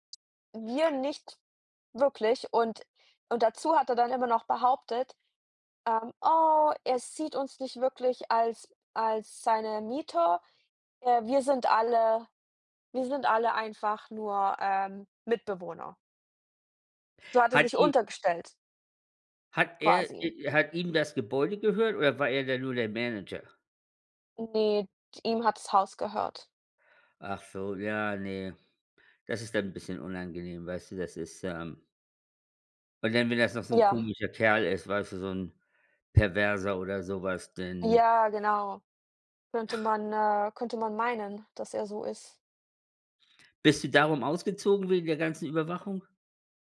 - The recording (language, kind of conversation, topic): German, unstructured, Wie stehst du zur technischen Überwachung?
- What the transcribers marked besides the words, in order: put-on voice: "oh"